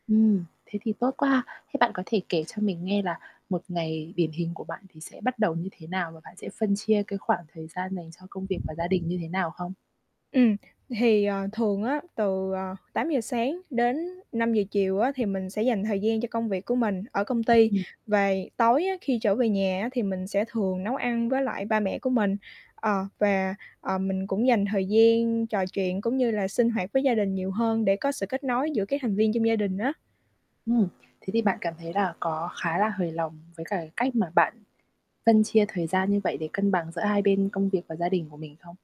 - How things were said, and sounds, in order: mechanical hum; tapping; other background noise
- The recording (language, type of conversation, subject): Vietnamese, podcast, Làm sao để cân bằng giữa công việc và thời gian dành cho gia đình?
- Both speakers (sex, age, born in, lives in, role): female, 20-24, Vietnam, Vietnam, guest; female, 25-29, Vietnam, Vietnam, host